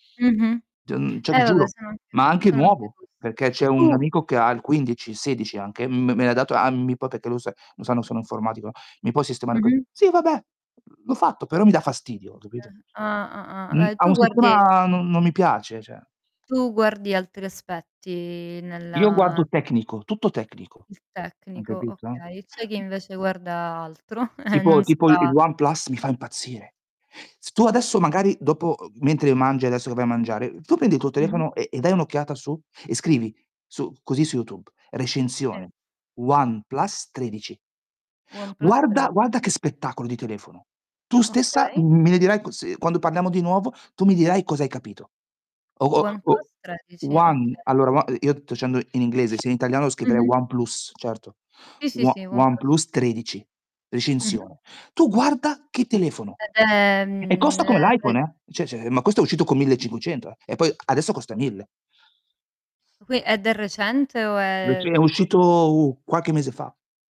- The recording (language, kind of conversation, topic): Italian, unstructured, Come immagini la casa del futuro grazie alla tecnologia?
- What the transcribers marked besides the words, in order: static; distorted speech; "cioè" said as "ceh"; other background noise; tapping; "cioè" said as "ceh"; unintelligible speech; mechanical hum; laughing while speaking: "e e"; unintelligible speech; in English: "one"; "sto" said as "to"; "cioè" said as "ceh"; "cioè" said as "ceh"